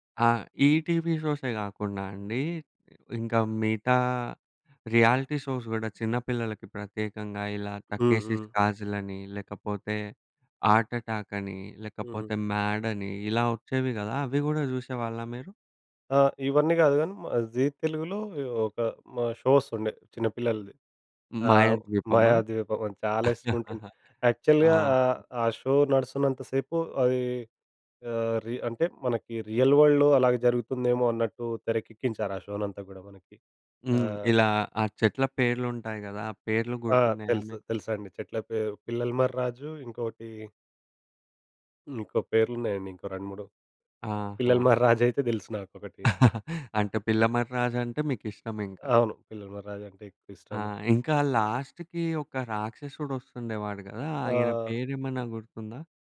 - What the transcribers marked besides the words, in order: in English: "రియాలిటీ షోస్"; in English: "షో"; in English: "యాక్చువల్‌గా"; chuckle; in English: "షో"; in English: "రియల్ వరల్డ్‌లో"; chuckle; other background noise; in English: "లాస్ట్‌కి"
- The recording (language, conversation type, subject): Telugu, podcast, చిన్నప్పుడు మీరు చూసిన కార్టూన్లు మీ ఆలోచనలను ఎలా మార్చాయి?